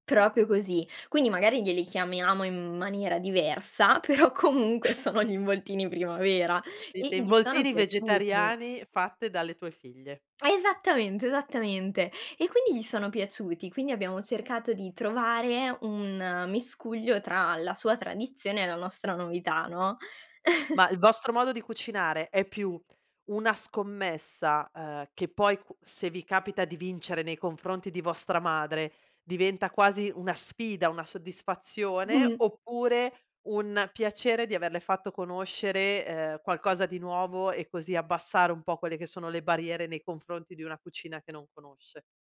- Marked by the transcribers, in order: "Proprio" said as "propio"; laughing while speaking: "però comunque sono"; other background noise; chuckle; laughing while speaking: "Mh"
- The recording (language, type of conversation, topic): Italian, podcast, Come fa la tua famiglia a mettere insieme tradizione e novità in cucina?